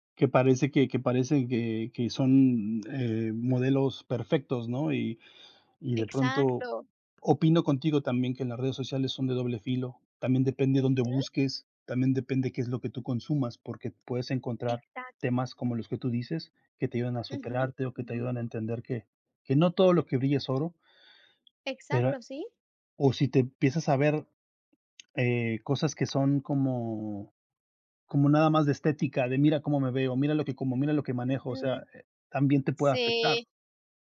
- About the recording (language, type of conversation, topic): Spanish, unstructured, ¿Cómo afecta la presión social a nuestra salud mental?
- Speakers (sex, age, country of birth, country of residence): female, 35-39, Mexico, Germany; male, 40-44, Mexico, United States
- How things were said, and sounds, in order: tapping